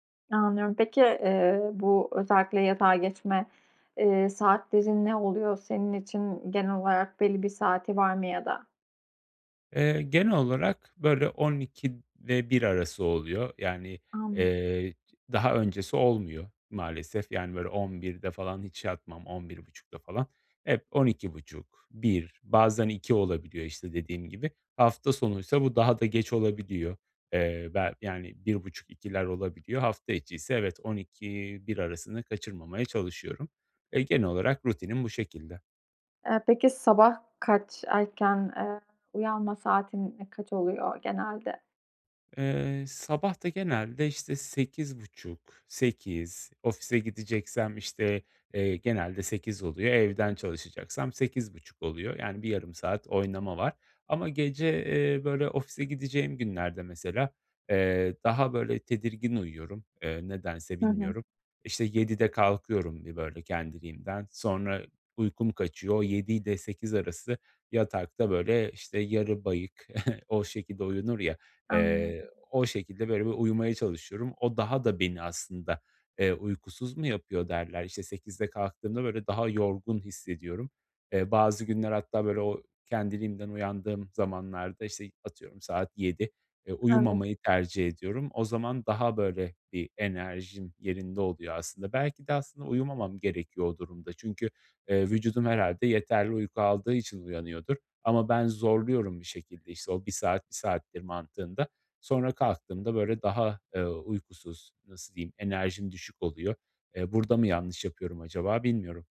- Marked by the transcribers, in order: other background noise; chuckle
- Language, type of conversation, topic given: Turkish, advice, Sabah rutininizde yaptığınız hangi değişiklikler uyandıktan sonra daha enerjik olmanıza yardımcı olur?